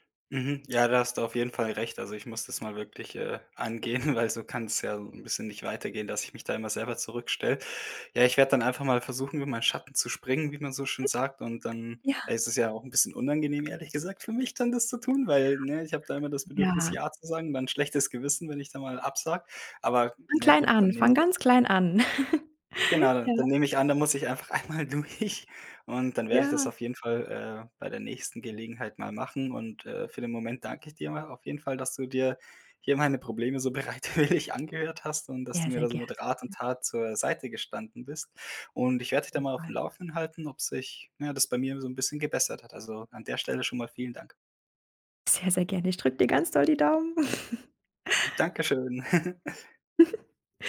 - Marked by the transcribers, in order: laughing while speaking: "angehen"; unintelligible speech; unintelligible speech; chuckle; laughing while speaking: "einmal durch"; laughing while speaking: "bereitwillig"; unintelligible speech; joyful: "Ich drücke dir ganz doll die Daumen"; chuckle; joyful: "Dankeschön"; chuckle
- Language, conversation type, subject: German, advice, Warum fällt es mir schwer, bei Bitten von Freunden oder Familie Nein zu sagen?